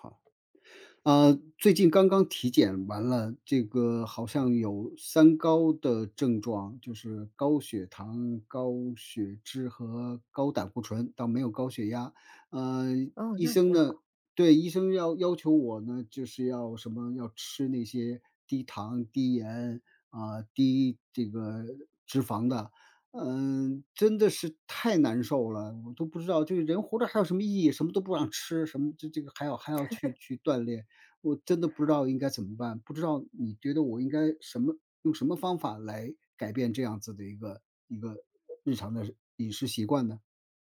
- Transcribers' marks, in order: tapping; laugh
- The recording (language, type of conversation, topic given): Chinese, advice, 体检或健康诊断后，你需要改变哪些日常习惯？